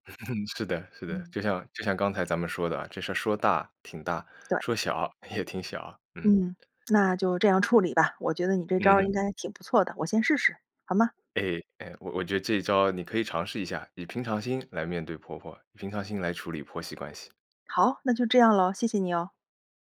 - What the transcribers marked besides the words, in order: laugh; laughing while speaking: "也挺小"
- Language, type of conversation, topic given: Chinese, advice, 被朋友圈排挤让我很受伤，我该如何表达自己的感受并处理这段关系？
- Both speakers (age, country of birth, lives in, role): 30-34, China, France, advisor; 45-49, China, United States, user